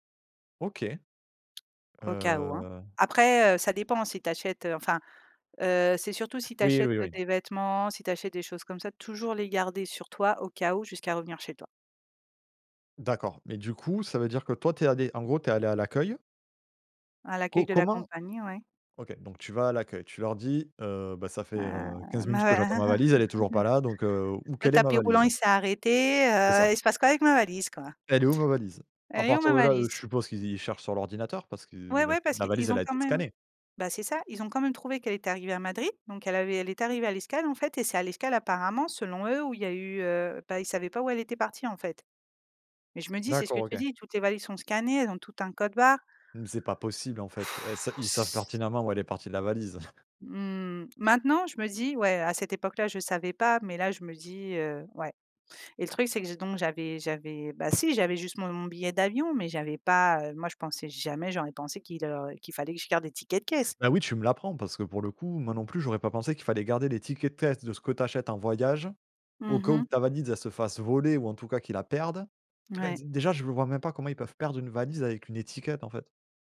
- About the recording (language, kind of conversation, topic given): French, podcast, Comment as-tu géré la perte de ta valise à l’aéroport ?
- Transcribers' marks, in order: chuckle; sigh; chuckle; tapping